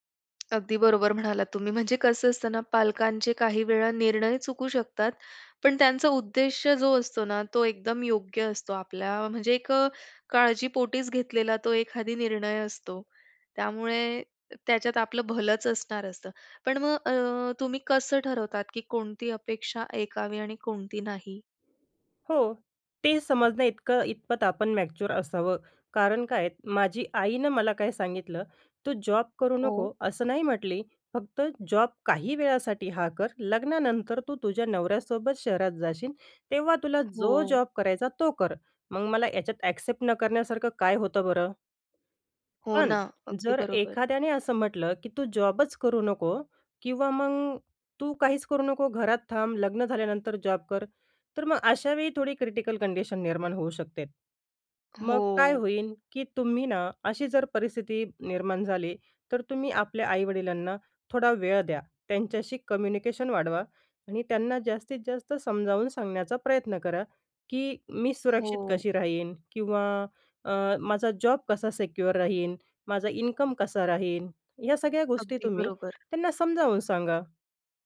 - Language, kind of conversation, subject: Marathi, podcast, बाह्य अपेक्षा आणि स्वतःच्या कल्पनांमध्ये सामंजस्य कसे साधावे?
- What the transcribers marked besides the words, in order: tapping; in English: "मॅच्युअर"; trusting: "तेव्हा तुला जो जॉब करायचा तो कर"; in English: "ॲक्सेप्ट"; in English: "क्रिटिकल कंडिशन"; drawn out: "हो"; other background noise; in English: "कम्युनिकेशन"; in English: "सिक्युअर"; trusting: "त्यांना समजावून सांगा"